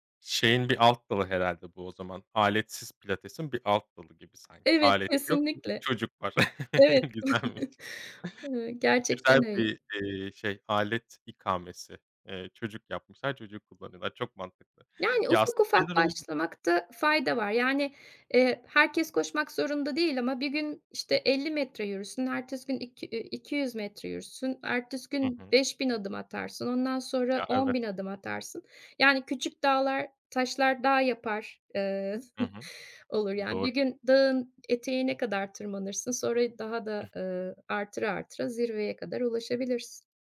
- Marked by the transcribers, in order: other background noise; chuckle; laughing while speaking: "güzelmiş"; chuckle; chuckle
- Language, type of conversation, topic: Turkish, podcast, Egzersizi günlük rutine dahil etmenin kolay yolları nelerdir?
- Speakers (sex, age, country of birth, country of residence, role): female, 50-54, Turkey, Spain, guest; male, 35-39, Turkey, Germany, host